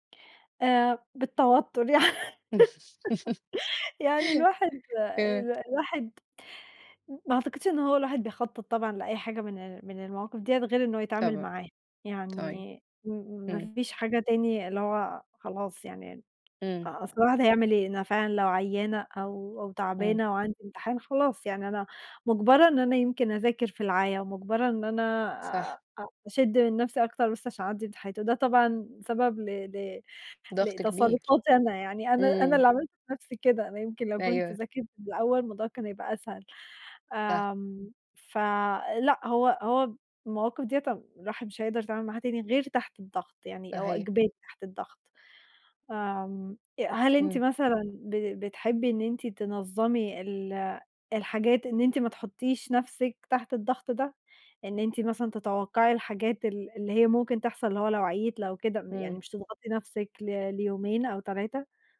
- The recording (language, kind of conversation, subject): Arabic, unstructured, إزاي بتتعامل مع الضغوط لما بتحس بالتوتر؟
- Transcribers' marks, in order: laugh; tapping; other background noise